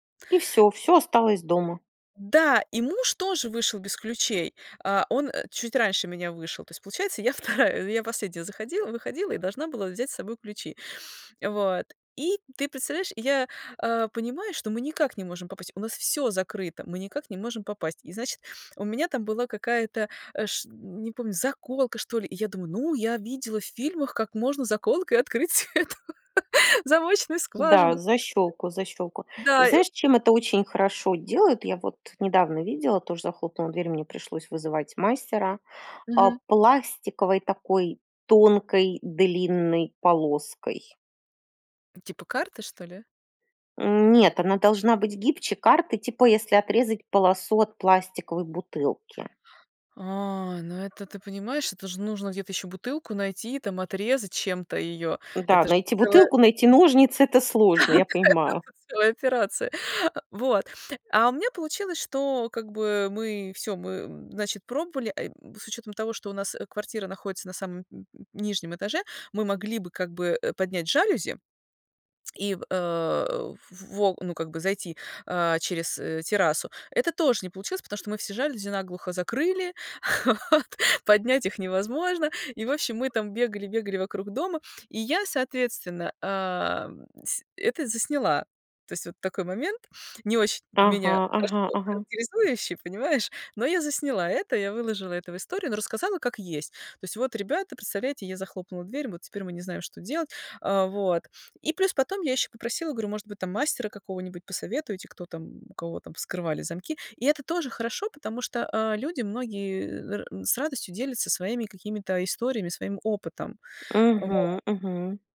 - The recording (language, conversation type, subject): Russian, podcast, Как вы превращаете личный опыт в историю?
- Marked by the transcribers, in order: laughing while speaking: "я вторая"; laughing while speaking: "открыть эту замочную скважину"; tapping; other noise; drawn out: "А"; laughing while speaking: "Да, да, это"; laugh